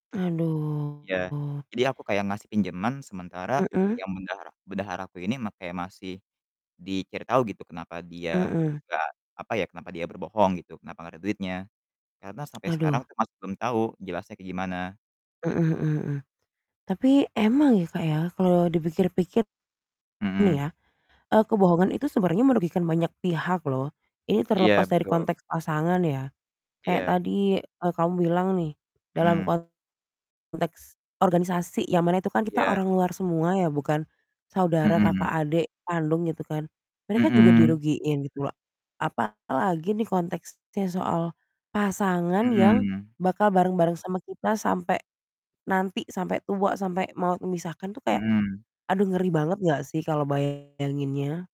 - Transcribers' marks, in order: distorted speech; drawn out: "Aduh"; tsk; mechanical hum
- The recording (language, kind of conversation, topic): Indonesian, unstructured, Apa pendapatmu tentang pasangan yang sering berbohong?